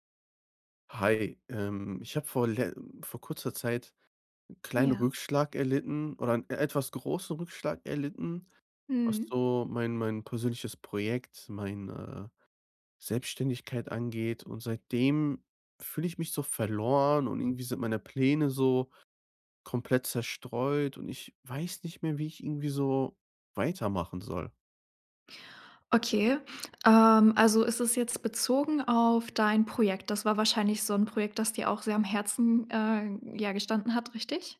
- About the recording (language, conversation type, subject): German, advice, Wie finde ich nach einer Trennung wieder Sinn und neue Orientierung, wenn gemeinsame Zukunftspläne weggebrochen sind?
- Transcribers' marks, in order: none